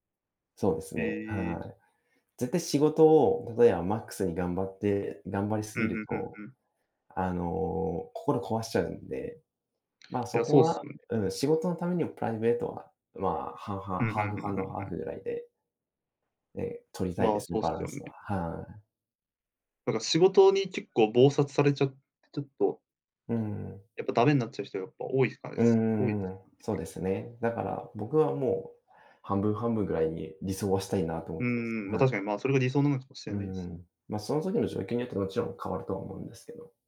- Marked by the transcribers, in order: none
- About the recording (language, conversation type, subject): Japanese, unstructured, 仕事とプライベートの時間は、どちらを優先しますか？